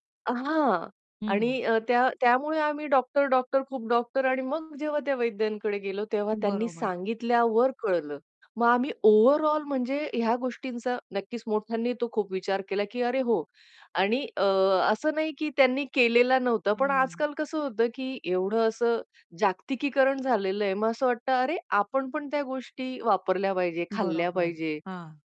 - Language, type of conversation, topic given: Marathi, podcast, स्थानिक आणि मौसमी अन्नामुळे पर्यावरणाला कोणते फायदे होतात?
- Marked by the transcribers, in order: static; distorted speech; other background noise; in English: "ओव्हरऑल"